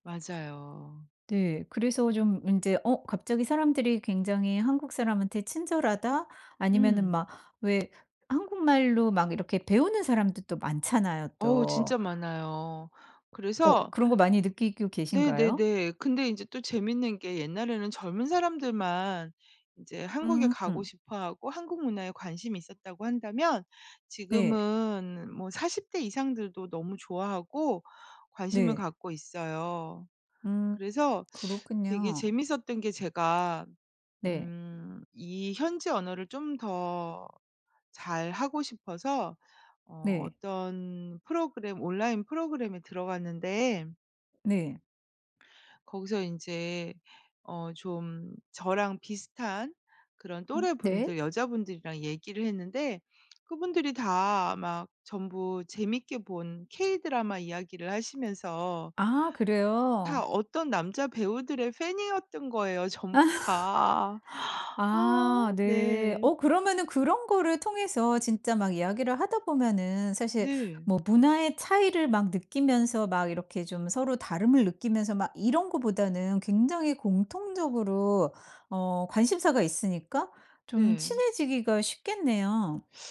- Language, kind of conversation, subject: Korean, podcast, 현지인들과 친해지게 된 계기 하나를 솔직하게 이야기해 주실래요?
- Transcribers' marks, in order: tapping; gasp